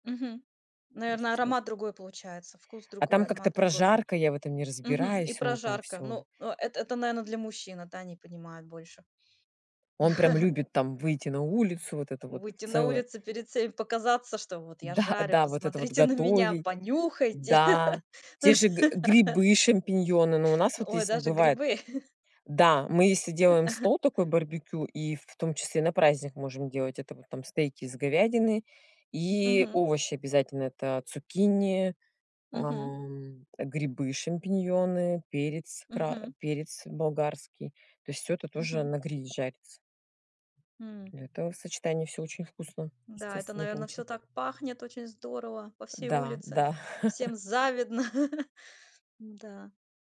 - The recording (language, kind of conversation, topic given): Russian, unstructured, Какие блюда у тебя ассоциируются с праздниками?
- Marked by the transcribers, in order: chuckle; laugh; laugh; chuckle; laugh; laugh